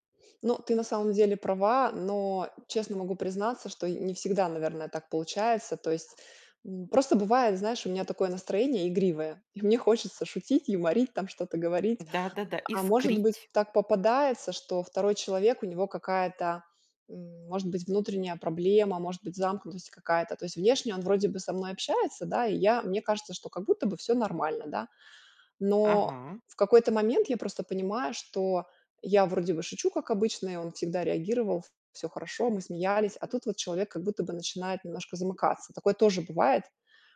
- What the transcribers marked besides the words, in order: chuckle
- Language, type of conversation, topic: Russian, podcast, Как вы используете юмор в разговорах?